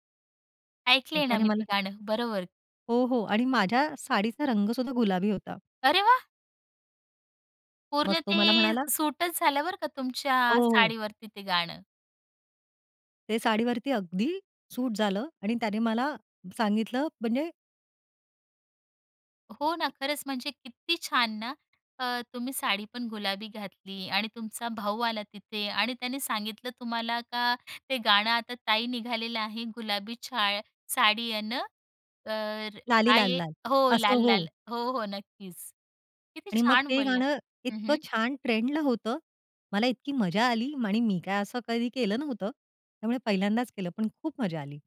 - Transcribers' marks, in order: tapping
- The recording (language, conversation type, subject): Marathi, podcast, तुमचा सिग्नेचर लूक कोणता आहे, आणि तोच तुम्ही का निवडता?